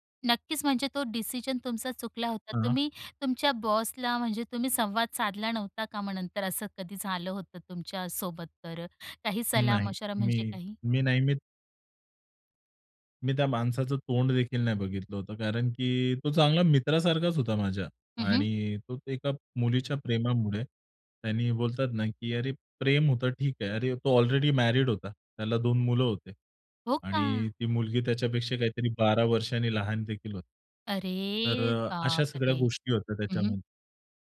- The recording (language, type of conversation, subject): Marathi, podcast, रस्त्यावरील एखाद्या अपरिचिताने तुम्हाला दिलेला सल्ला तुम्हाला आठवतो का?
- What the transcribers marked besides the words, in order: in English: "डिसिजन"; in Hindi: "सलाह मशवरा"; in English: "ऑलरेडी मॅरीड"; surprised: "हो का?"; put-on voice: "अरे बापरे!"